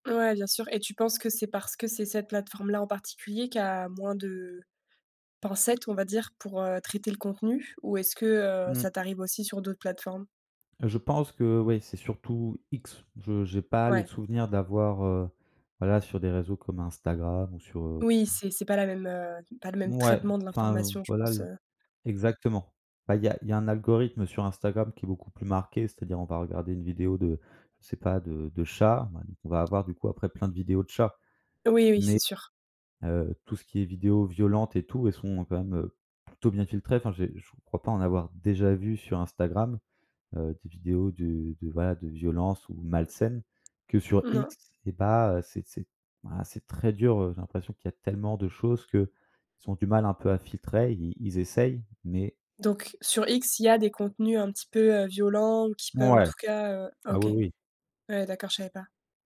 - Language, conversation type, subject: French, podcast, Comment fais-tu pour bien dormir malgré les écrans ?
- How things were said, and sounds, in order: stressed: "traitement"; tapping; other background noise; stressed: "très"